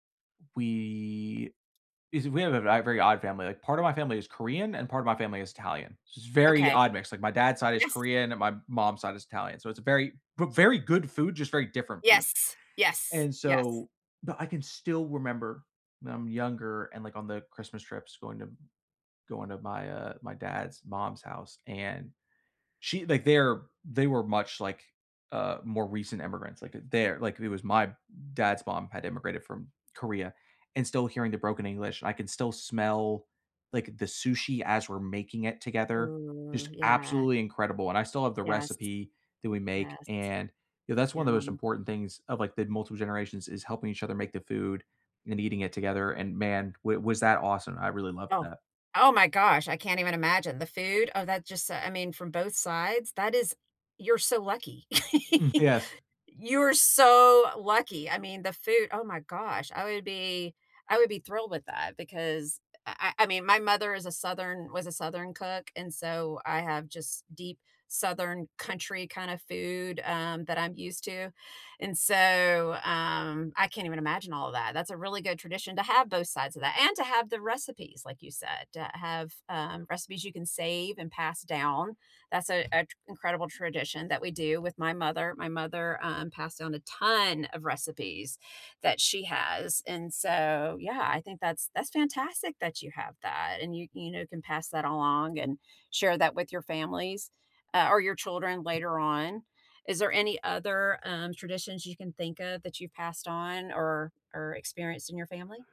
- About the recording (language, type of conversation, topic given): English, unstructured, What is a fun tradition you have with your family?
- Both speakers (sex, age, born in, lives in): female, 55-59, United States, United States; male, 30-34, United States, United States
- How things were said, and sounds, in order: other background noise; laugh; stressed: "so"; stressed: "ton"